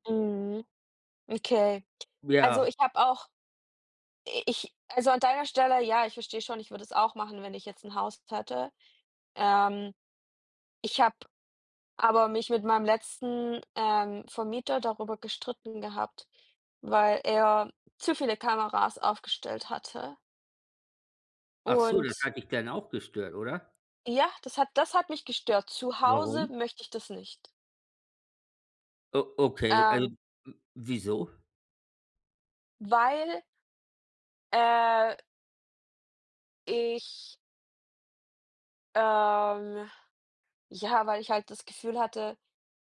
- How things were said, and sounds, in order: none
- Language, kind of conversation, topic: German, unstructured, Wie stehst du zur technischen Überwachung?
- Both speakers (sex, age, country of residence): female, 30-34, Germany; male, 55-59, United States